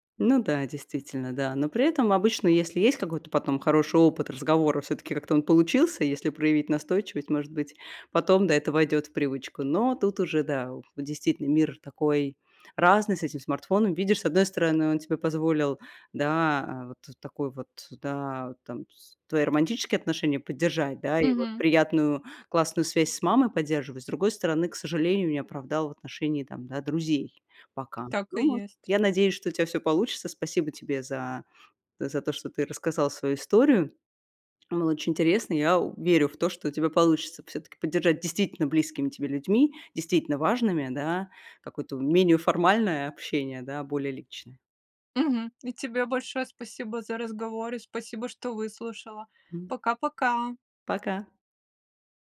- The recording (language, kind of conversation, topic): Russian, podcast, Как смартфоны меняют наши личные отношения в повседневной жизни?
- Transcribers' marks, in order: other background noise; tapping; other noise